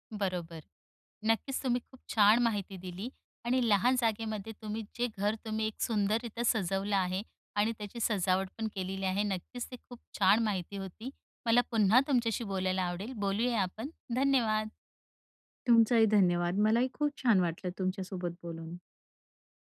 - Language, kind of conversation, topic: Marathi, podcast, लहान घरात तुम्ही घर कसं अधिक आरामदायी करता?
- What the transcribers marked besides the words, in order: none